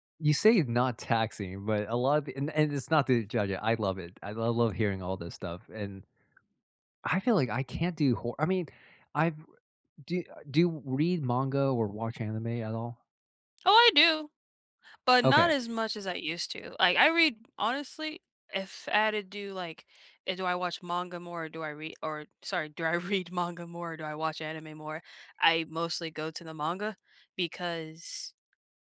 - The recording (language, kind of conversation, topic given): English, unstructured, What is your favorite way to relax after a busy day?
- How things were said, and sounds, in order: other background noise; laughing while speaking: "read"